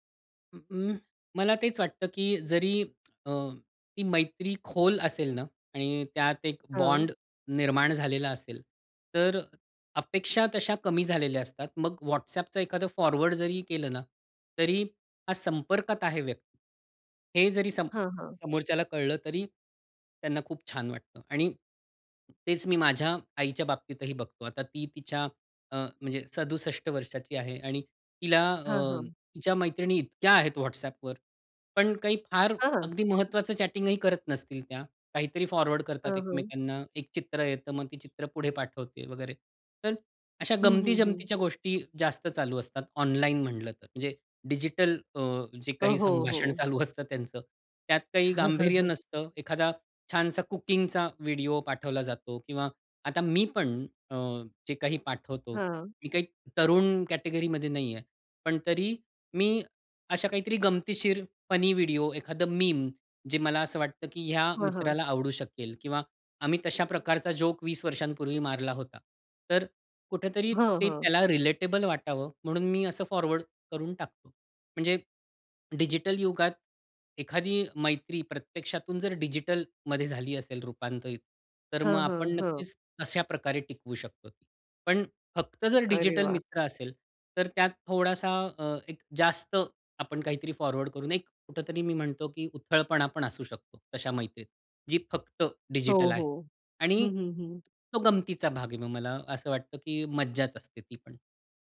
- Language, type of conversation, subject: Marathi, podcast, डिजिटल युगात मैत्री दीर्घकाळ टिकवण्यासाठी काय करावे?
- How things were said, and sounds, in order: in English: "बॉन्ड"; in English: "फॉरवर्ड"; in English: "चॅटिंगही"; other background noise; in English: "फॉरवर्ड"; in English: "ऑनलाईन"; laughing while speaking: "संभाषण चालू असतं त्यांचं"; chuckle; in English: "कुकिंगचा"; in English: "कॅटेगरीमध्ये"; in English: "फनी"; in English: "मीम"; in English: "जोक"; in English: "रिलेटेबल"; in English: "फॉरवर्ड"; in English: "फॉरवर्ड"